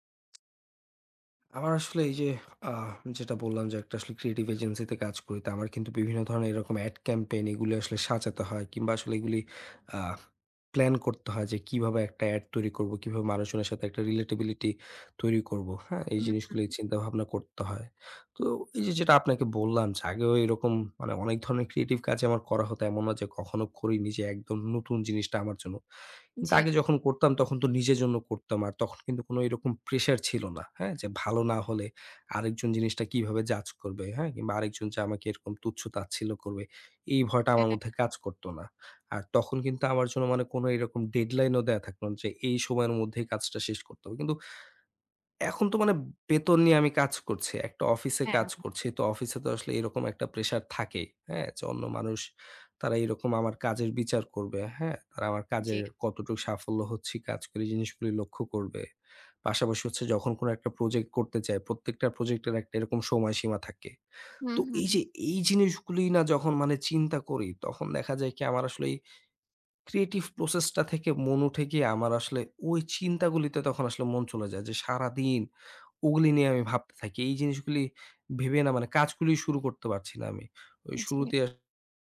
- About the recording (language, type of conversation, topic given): Bengali, advice, পারফেকশনিজমের কারণে সৃজনশীলতা আটকে যাচ্ছে
- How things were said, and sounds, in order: tapping; other background noise; in English: "creative agency"; in English: "ad campaign"; in English: "relatability"; in English: "creative"; in English: "pressure"; in English: "judge"; in English: "deadline"; in English: "pressure"; in English: "project"; in English: "project"; in English: "creative process"